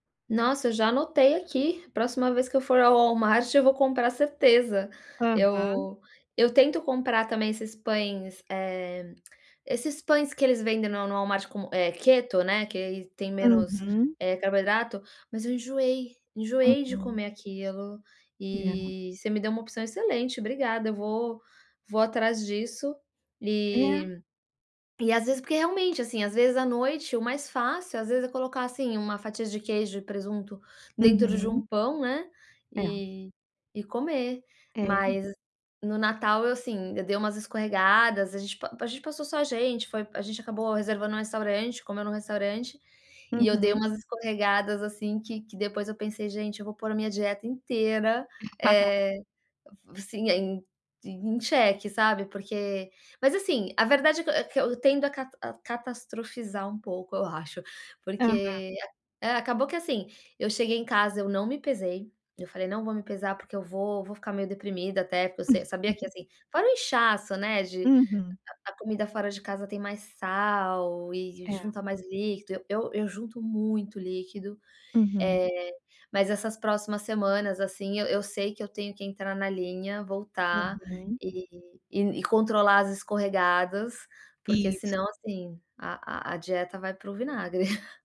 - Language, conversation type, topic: Portuguese, advice, Como posso equilibrar indulgências com minhas metas nutricionais ao comer fora?
- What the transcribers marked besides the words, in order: tongue click; tapping; other background noise; chuckle; chuckle; chuckle